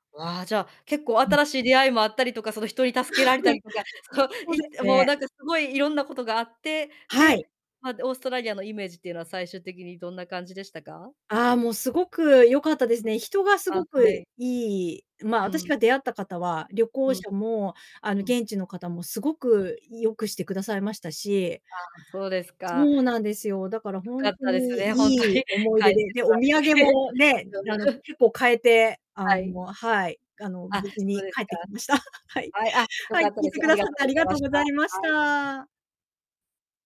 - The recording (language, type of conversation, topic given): Japanese, podcast, 誰かに助けてもらった経験は覚えていますか？
- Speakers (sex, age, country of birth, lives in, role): female, 35-39, Japan, Japan, host; female, 45-49, Japan, Japan, guest
- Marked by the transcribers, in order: chuckle; other background noise; distorted speech; laugh; chuckle